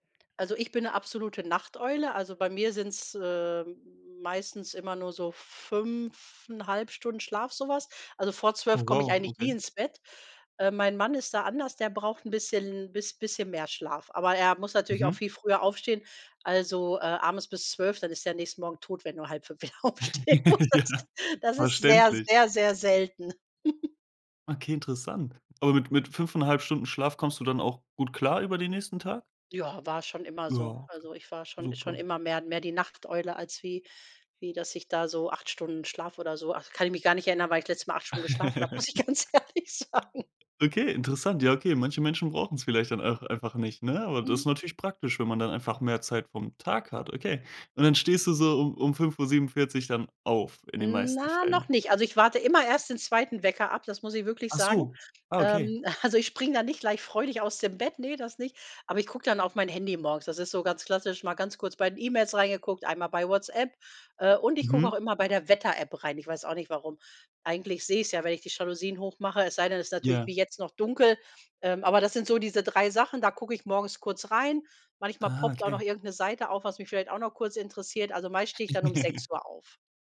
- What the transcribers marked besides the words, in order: other background noise; laugh; laughing while speaking: "Ja"; laughing while speaking: "aufstehen musstest. Das ist"; chuckle; laugh; other noise; laughing while speaking: "muss ich ganz ehrlich sagen"; drawn out: "Na"; laughing while speaking: "also"; laugh
- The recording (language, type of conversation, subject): German, podcast, Wie sieht dein Morgenritual zu Hause aus?